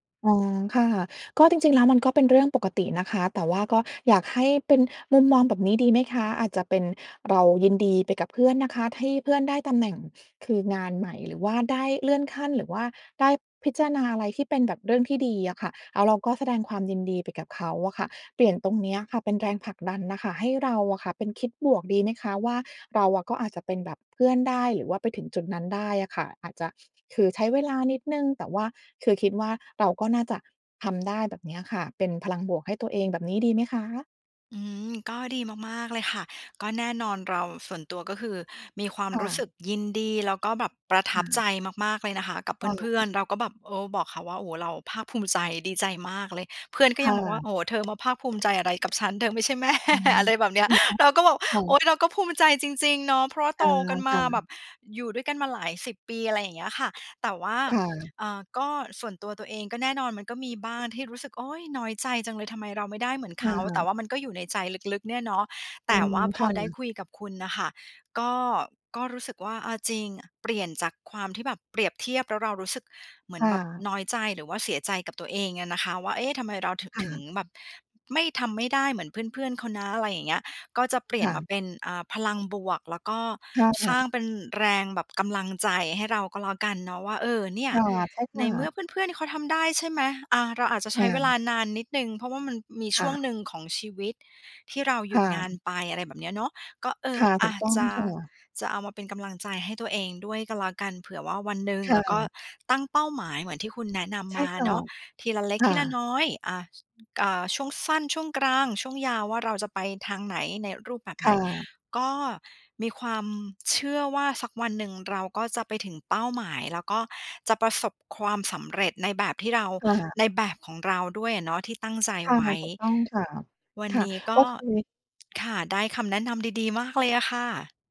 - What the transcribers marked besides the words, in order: other noise; unintelligible speech; laughing while speaking: "แม่"; tapping
- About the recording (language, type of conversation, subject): Thai, advice, ควรเริ่มยังไงเมื่อฉันมักเปรียบเทียบความสำเร็จของตัวเองกับคนอื่นแล้วรู้สึกท้อ?